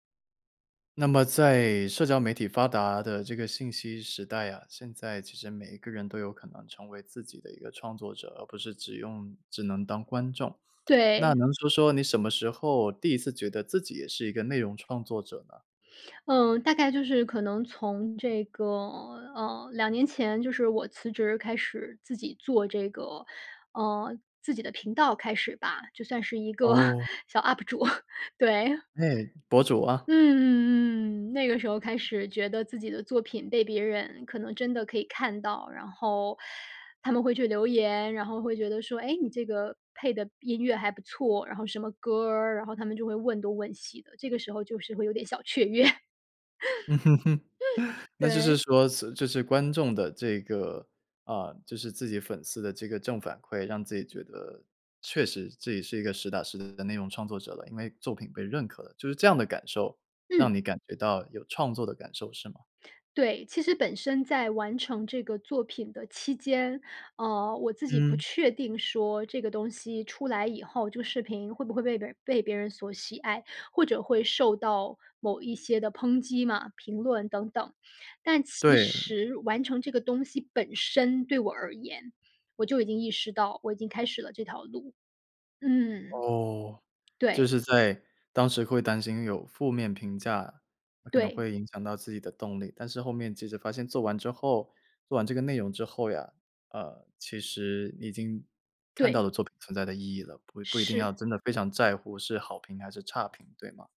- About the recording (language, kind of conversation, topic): Chinese, podcast, 你第一次什么时候觉得自己是创作者？
- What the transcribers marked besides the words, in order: other background noise; chuckle; laughing while speaking: "对"; chuckle; laughing while speaking: "跃。 对"; chuckle; laugh; other noise; tapping